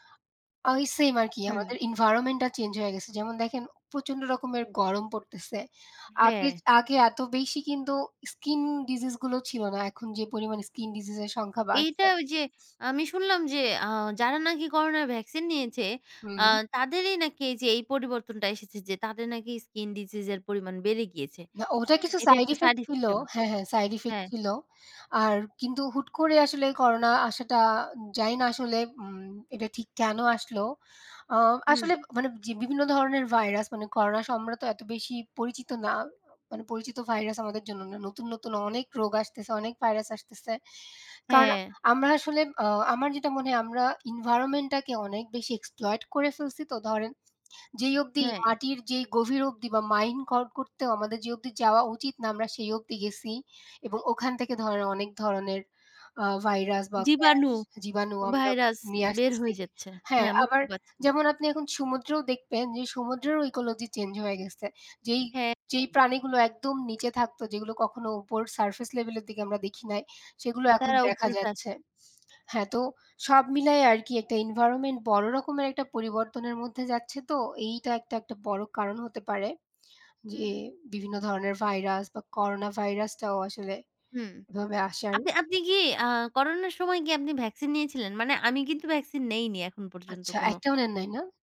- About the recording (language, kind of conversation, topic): Bengali, unstructured, সাম্প্রতিক সময়ে করোনা ভ্যাকসিন সম্পর্কে কোন তথ্য আপনাকে সবচেয়ে বেশি অবাক করেছে?
- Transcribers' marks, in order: other background noise; unintelligible speech; unintelligible speech